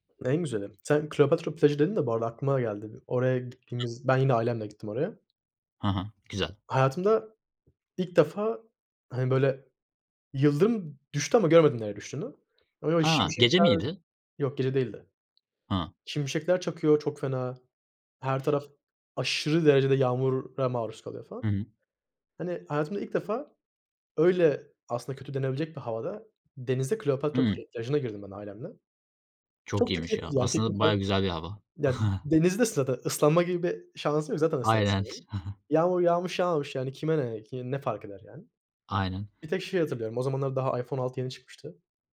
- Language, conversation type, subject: Turkish, unstructured, En unutulmaz aile tatiliniz hangisiydi?
- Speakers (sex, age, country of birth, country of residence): male, 20-24, Turkey, Germany; male, 20-24, Turkey, Hungary
- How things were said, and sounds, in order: other background noise; tapping; unintelligible speech; stressed: "aşırı"; chuckle; chuckle